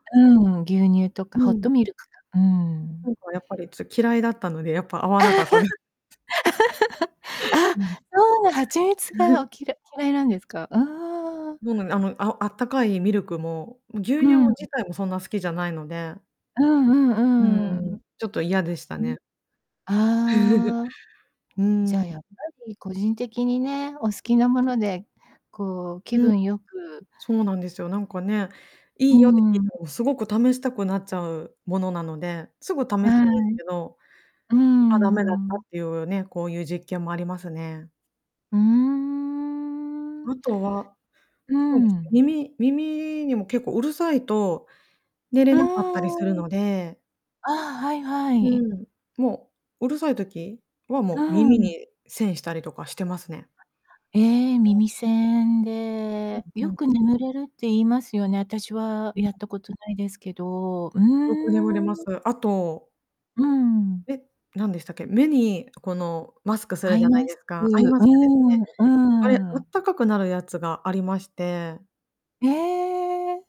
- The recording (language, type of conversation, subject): Japanese, podcast, 睡眠の質を上げるために普段どんなことをしていますか？
- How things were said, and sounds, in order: distorted speech; laugh; tapping; chuckle; chuckle; drawn out: "うーん"; other background noise; unintelligible speech; unintelligible speech